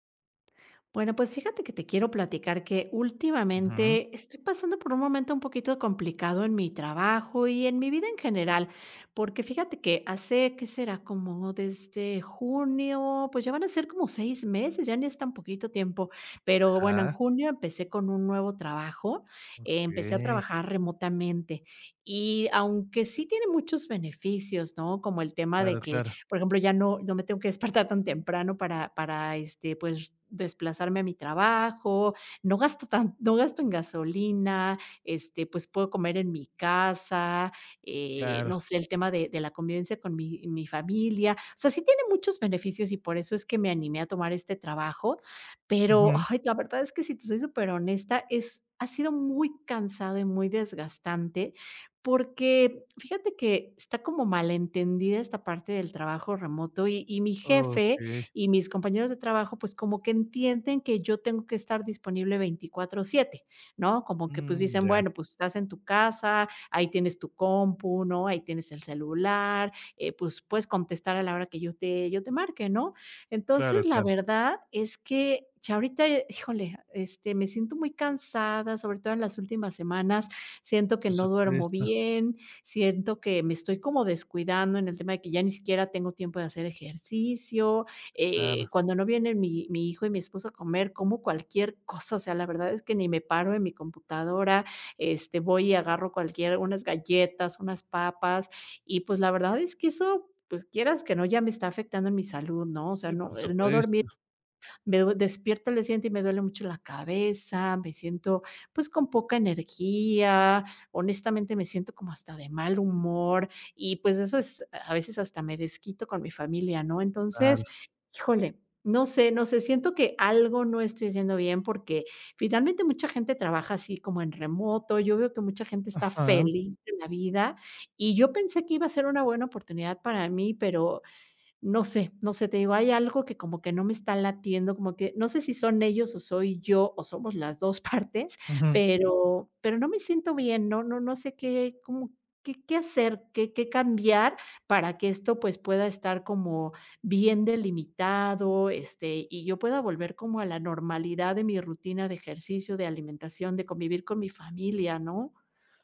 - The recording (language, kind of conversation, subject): Spanish, advice, ¿De qué manera estoy descuidando mi salud por enfocarme demasiado en el trabajo?
- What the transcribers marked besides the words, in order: tapping; laughing while speaking: "despertar"; laughing while speaking: "partes"; other background noise